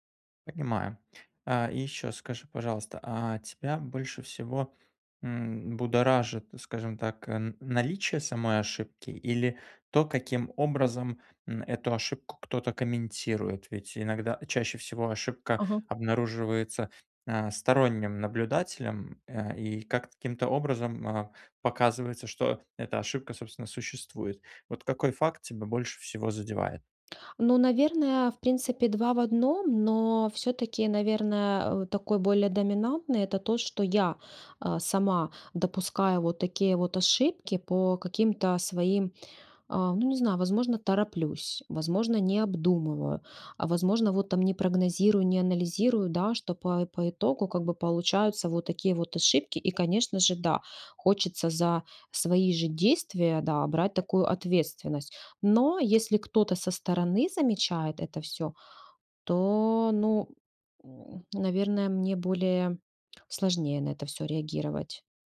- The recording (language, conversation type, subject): Russian, advice, Как научиться принимать ошибки как часть прогресса и продолжать двигаться вперёд?
- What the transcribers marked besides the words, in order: tapping; inhale; inhale; inhale; inhale; inhale; inhale; inhale; drawn out: "то"